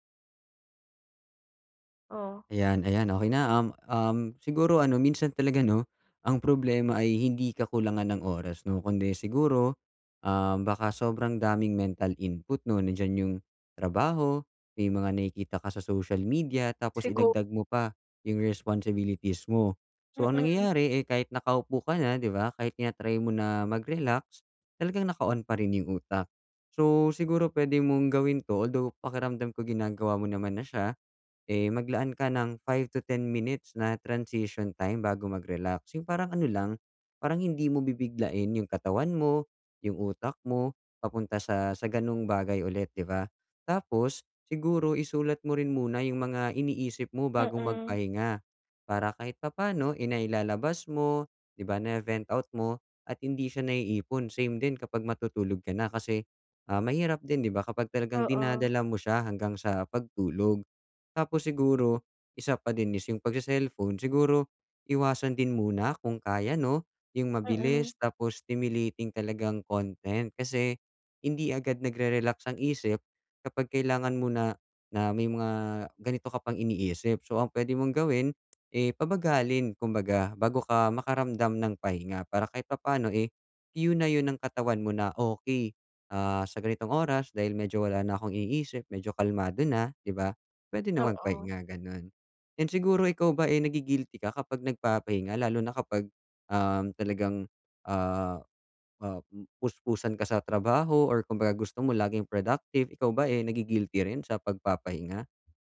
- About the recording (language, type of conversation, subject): Filipino, advice, Bakit hindi ako makahanap ng tamang timpla ng pakiramdam para magpahinga at mag-relaks?
- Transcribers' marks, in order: in English: "que na"